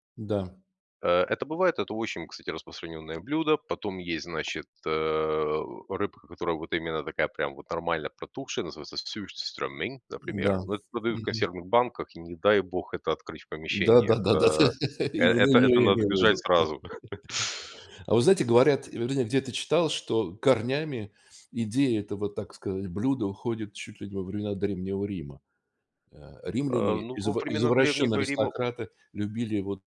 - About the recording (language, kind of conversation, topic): Russian, unstructured, Какой самый необычный вкус еды вы когда-либо пробовали?
- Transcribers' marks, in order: laughing while speaking: "да да да, именно её я имел в виду"; laugh; chuckle; tapping